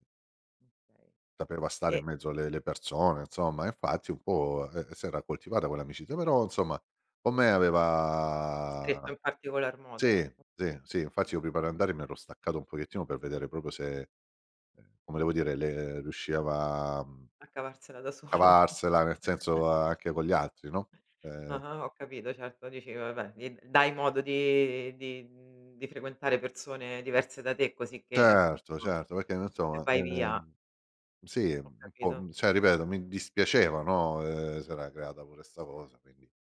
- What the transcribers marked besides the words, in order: other background noise; laughing while speaking: "da solo"; chuckle; "insomma" said as "nsoma"
- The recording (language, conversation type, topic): Italian, podcast, Hai mai aiutato qualcuno e ricevuto una sorpresa inaspettata?